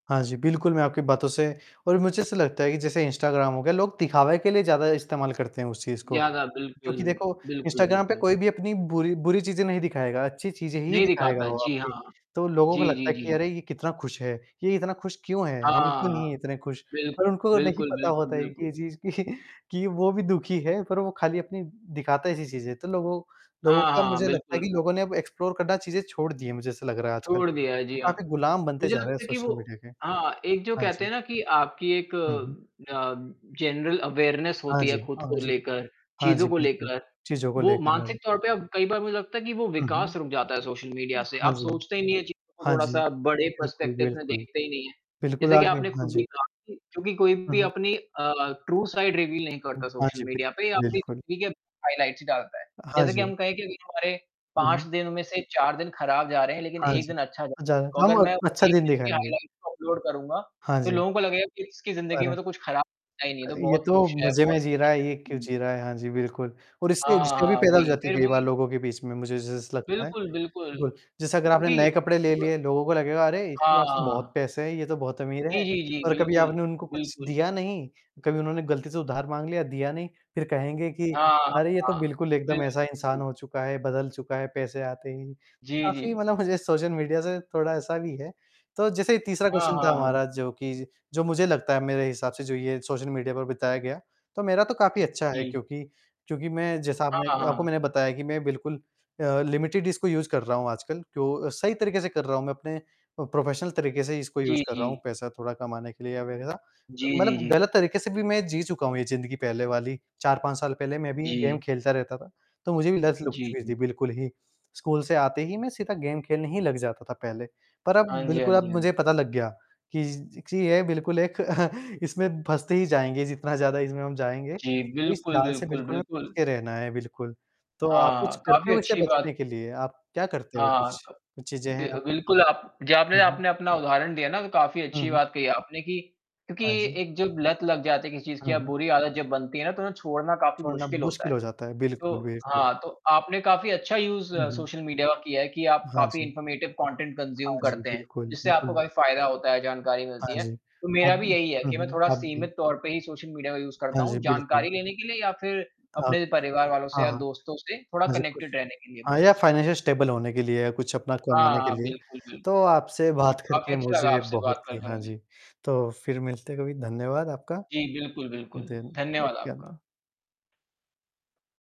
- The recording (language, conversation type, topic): Hindi, unstructured, सोशल मीडिया के साथ आपका रिश्ता कैसा है?
- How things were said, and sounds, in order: static; distorted speech; laughing while speaking: "कि"; in English: "एक्सप्लोर"; tapping; in English: "जनरल अवेयरनेस"; in English: "पर्सपेक्टिव"; in English: "ट्रू साइड रिवील"; other noise; in English: "हाइलाइट्स"; in English: "हाइलाइट्स अपलोड"; unintelligible speech; laughing while speaking: "मुझे"; in English: "क्वेश्चन"; in English: "लिमिटेड"; in English: "यूज़"; in English: "प्रोफेशनल"; in English: "यूज़"; in English: "गेम"; in English: "गेम"; chuckle; in English: "यूज़"; in English: "इन्फॉर्मेटिव कंटेंट कंज़्यूम"; in English: "यूज़"; in English: "कनेक्टेड"; in English: "फाइनेंशियल स्टेबल"; unintelligible speech